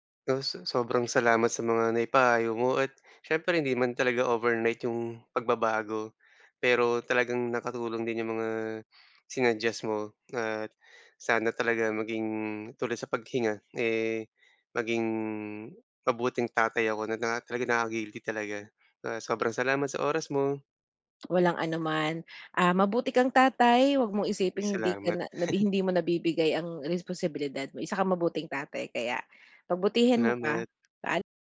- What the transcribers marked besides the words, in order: drawn out: "maging"; dog barking; chuckle; tapping
- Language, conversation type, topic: Filipino, advice, Paano ko haharapin ang sarili ko nang may pag-unawa kapag nagkulang ako?